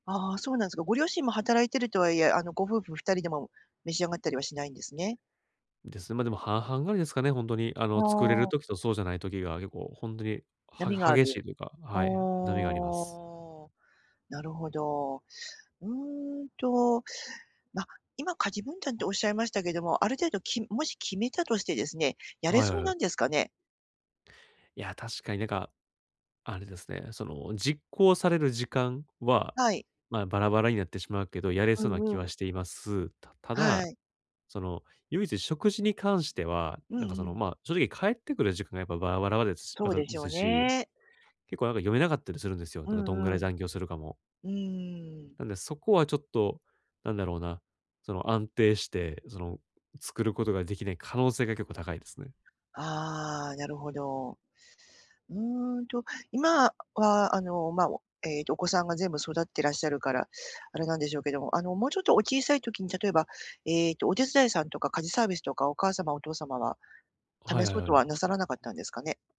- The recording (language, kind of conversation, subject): Japanese, advice, どうすれば公平な役割分担で争いを減らせますか？
- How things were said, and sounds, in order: drawn out: "ああ"